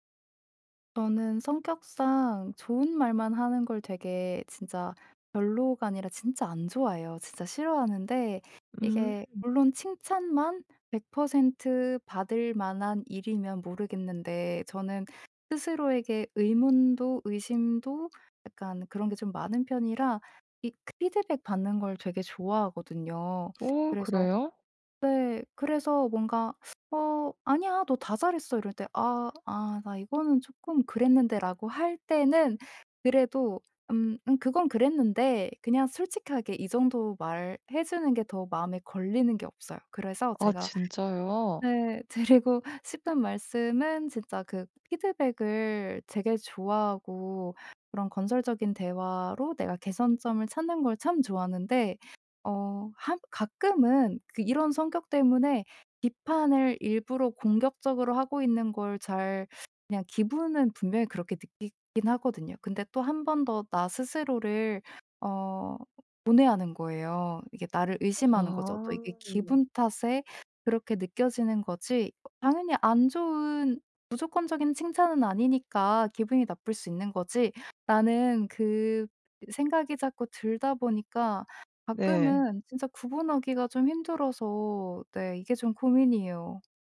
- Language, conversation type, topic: Korean, advice, 피드백이 건설적인지 공격적인 비판인지 간단히 어떻게 구분할 수 있을까요?
- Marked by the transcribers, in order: other background noise; teeth sucking; laughing while speaking: "드리고"; teeth sucking